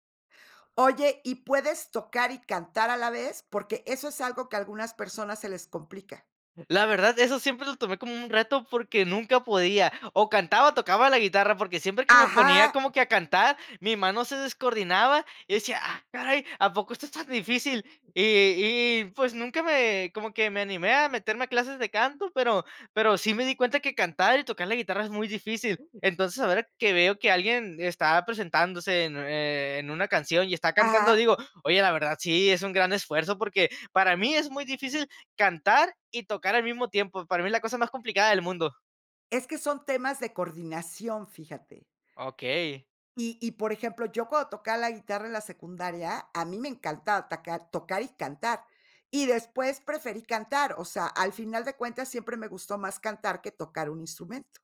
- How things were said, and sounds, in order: put-on voice: "Ah, caray"; "tocar" said as "tacar"
- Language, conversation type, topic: Spanish, podcast, ¿Cómo fue retomar un pasatiempo que habías dejado?